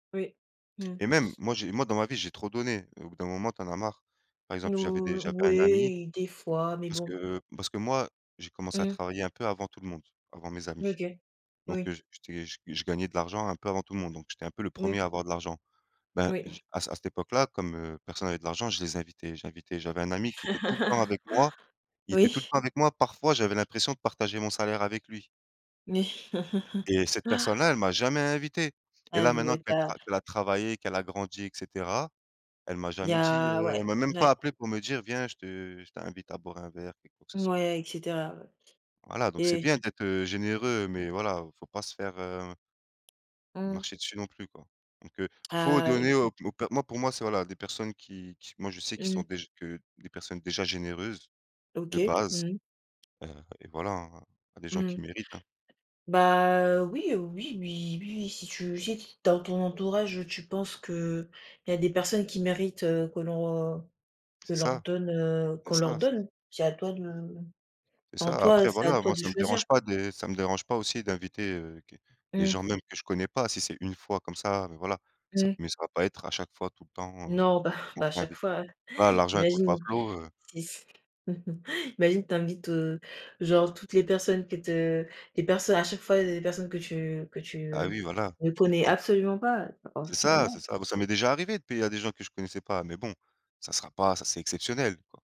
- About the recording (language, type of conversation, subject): French, unstructured, Que ressens-tu quand tu dois refuser quelque chose pour des raisons d’argent ?
- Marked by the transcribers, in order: tapping; chuckle; chuckle; chuckle; unintelligible speech; unintelligible speech; other background noise; unintelligible speech; chuckle